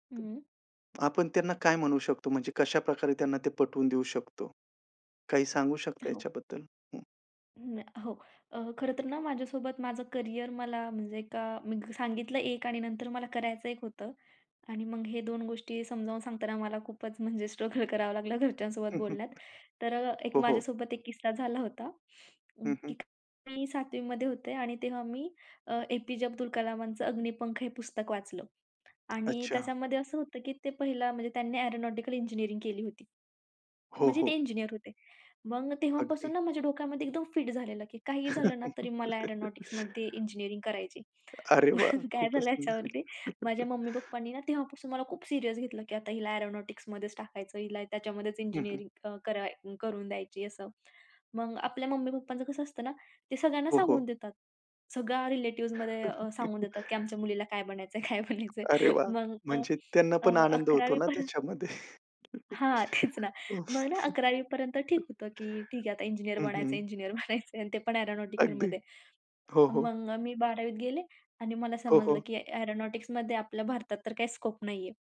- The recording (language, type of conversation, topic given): Marathi, podcast, कुटुंबाला करिअरमधील बदल सांगताना तुम्ही नेमकं काय म्हणालात?
- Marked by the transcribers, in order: tapping; other noise; laughing while speaking: "स्ट्रगल करावं लागलं"; chuckle; laugh; laughing while speaking: "मग काय झालं? याच्यावरती"; other background noise; chuckle; chuckle; laughing while speaking: "काय बनायचं आहे? काय बनायचं आहे?"; chuckle; laughing while speaking: "तेच ना"; chuckle; laughing while speaking: "बनायचं आहे"; laughing while speaking: "अगदी"; in English: "स्कोप"